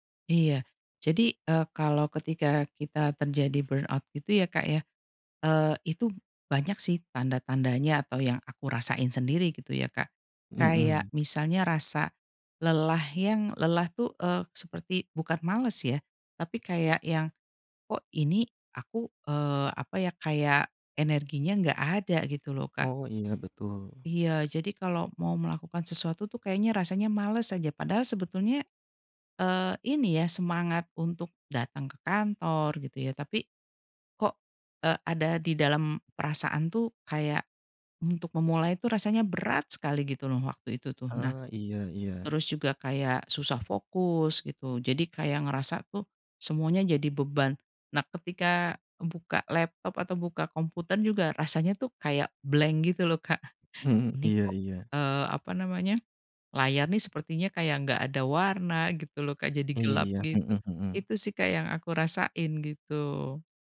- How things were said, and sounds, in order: in English: "burnout"; other background noise; in English: "blank"; chuckle
- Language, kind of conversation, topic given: Indonesian, podcast, Pernahkah kamu merasa kehilangan identitas kreatif, dan apa penyebabnya?